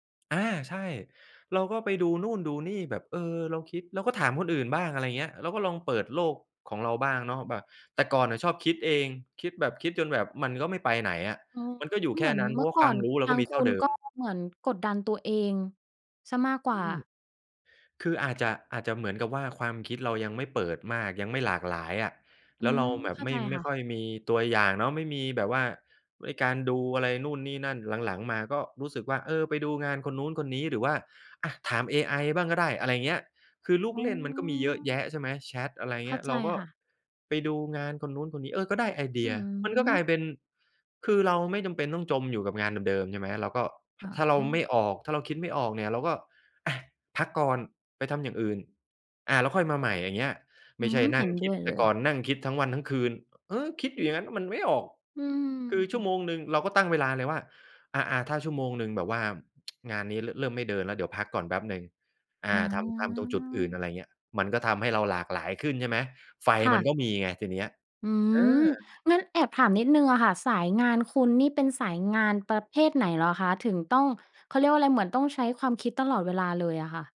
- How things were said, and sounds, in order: tsk
- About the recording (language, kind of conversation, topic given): Thai, podcast, เวลารู้สึกหมดไฟ คุณมีวิธีดูแลตัวเองอย่างไรบ้าง?